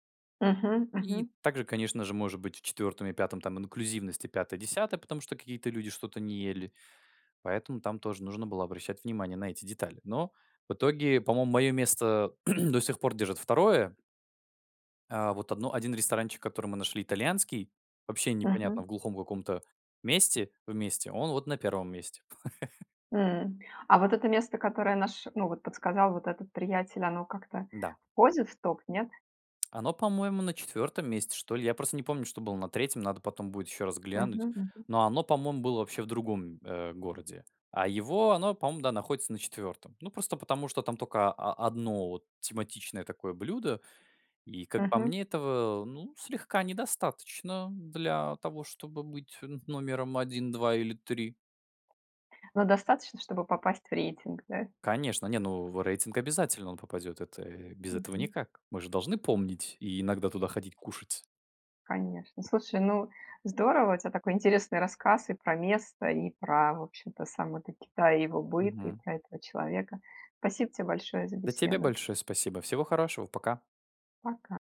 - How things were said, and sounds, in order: throat clearing; tapping; laugh; chuckle; "Спасибо" said as "пасибо"
- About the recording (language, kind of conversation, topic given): Russian, podcast, Расскажи о человеке, который показал тебе скрытое место?